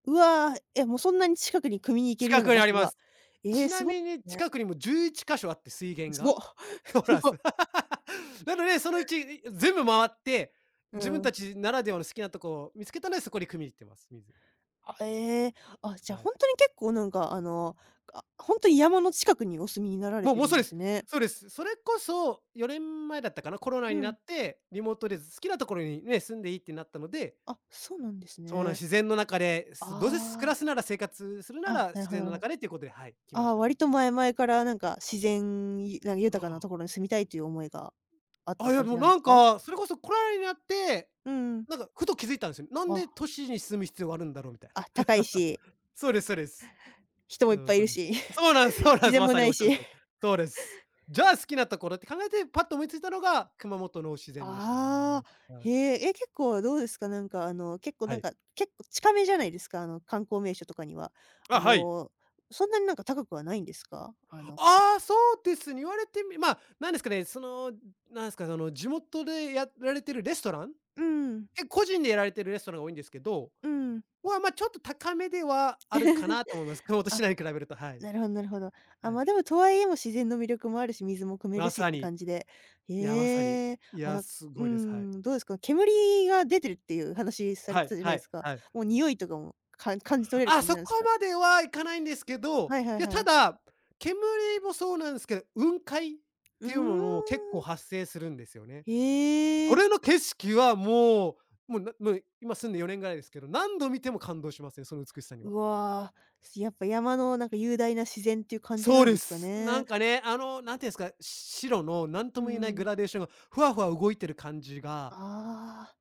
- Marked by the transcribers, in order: laughing while speaking: "すご"; laugh; laugh; laugh; laugh
- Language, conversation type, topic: Japanese, podcast, あなたの身近な自然の魅力は何ですか？